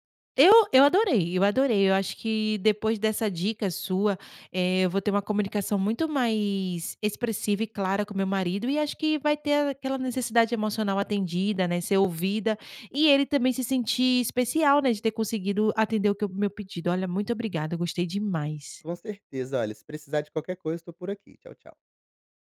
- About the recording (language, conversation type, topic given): Portuguese, advice, Como posso expressar minhas necessidades emocionais ao meu parceiro com clareza?
- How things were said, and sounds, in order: none